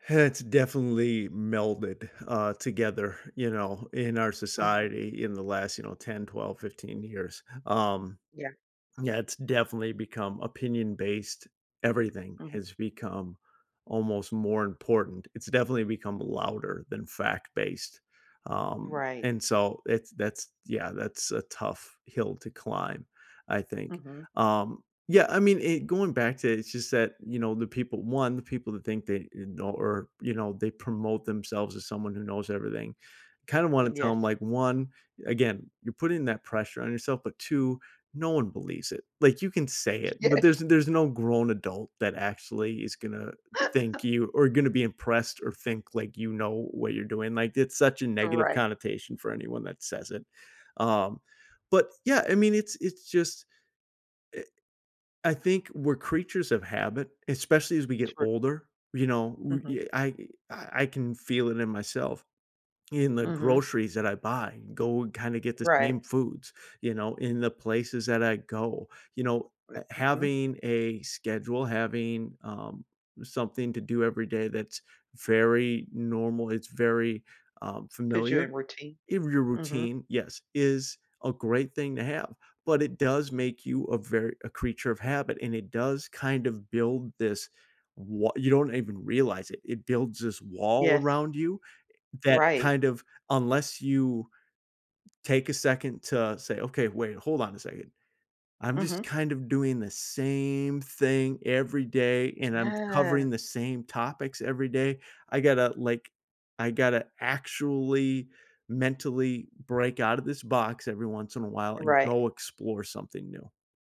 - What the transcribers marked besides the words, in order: laughing while speaking: "Yes"; laugh; stressed: "same"; drawn out: "Yes"
- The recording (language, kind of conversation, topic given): English, unstructured, How can I stay open to changing my beliefs with new information?
- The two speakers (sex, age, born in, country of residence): female, 50-54, United States, United States; male, 40-44, United States, United States